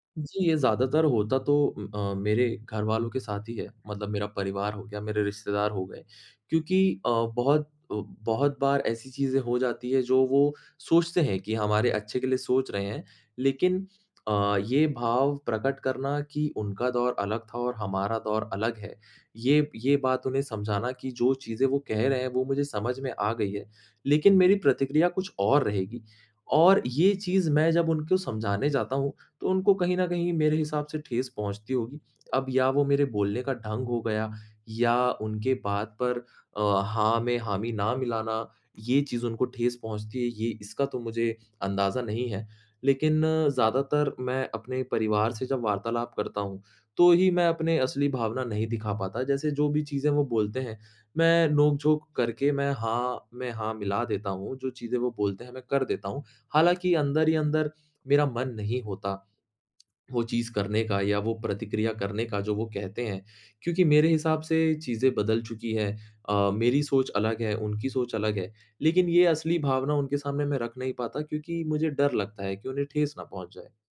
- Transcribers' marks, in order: none
- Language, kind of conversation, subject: Hindi, advice, रिश्ते में अपनी सच्ची भावनाएँ सामने रखने से आपको डर क्यों लगता है?